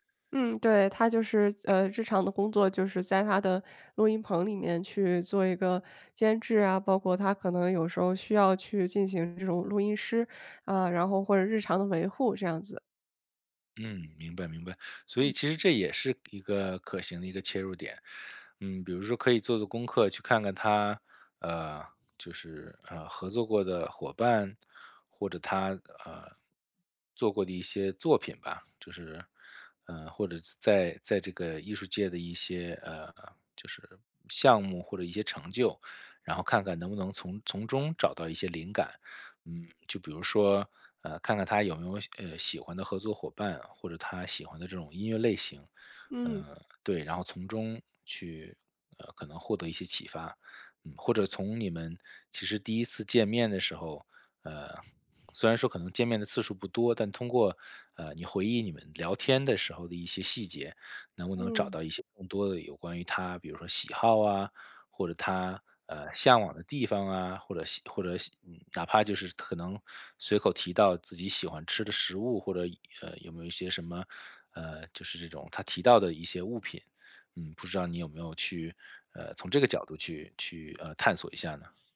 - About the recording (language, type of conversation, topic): Chinese, advice, 我该如何为别人挑选合适的礼物？
- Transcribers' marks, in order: none